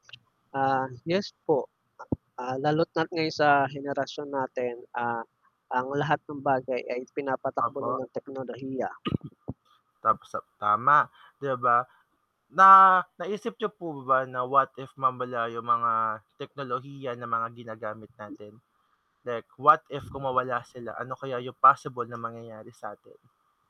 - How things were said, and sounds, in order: static; tapping; cough; "mawala" said as "mamala"
- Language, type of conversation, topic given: Filipino, unstructured, Paano mo haharapin ang sitwasyon kung biglang mawala ang lahat ng teknolohiya sa mundo?